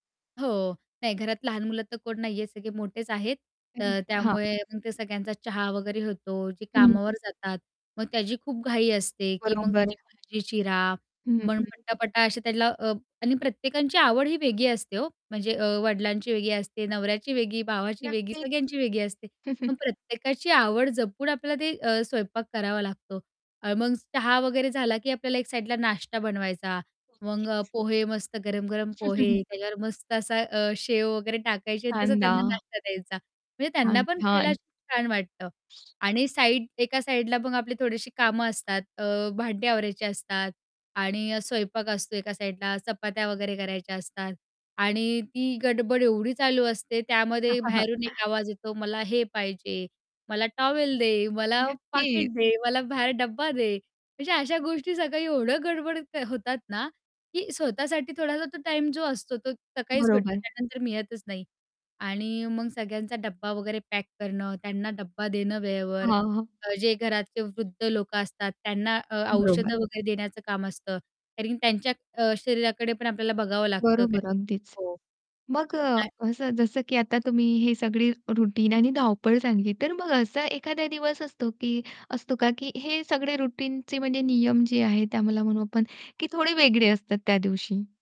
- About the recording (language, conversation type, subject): Marathi, podcast, तुमच्या घरात सकाळची दिनचर्या कशी असते?
- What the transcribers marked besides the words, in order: static; distorted speech; tapping; chuckle; chuckle; other background noise; chuckle; in English: "रूटीन"; in English: "रूटीन"